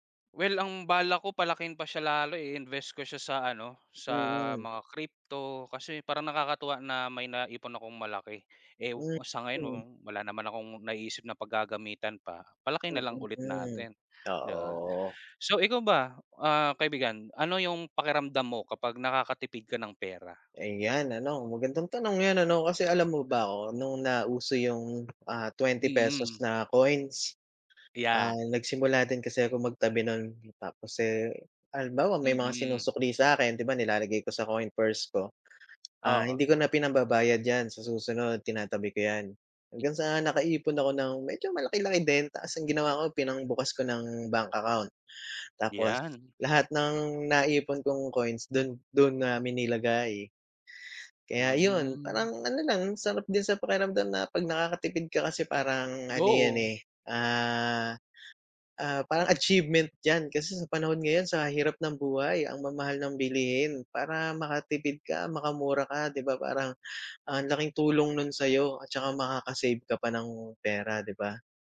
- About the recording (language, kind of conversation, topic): Filipino, unstructured, Ano ang pakiramdam mo kapag nakakatipid ka ng pera?
- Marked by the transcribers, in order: tapping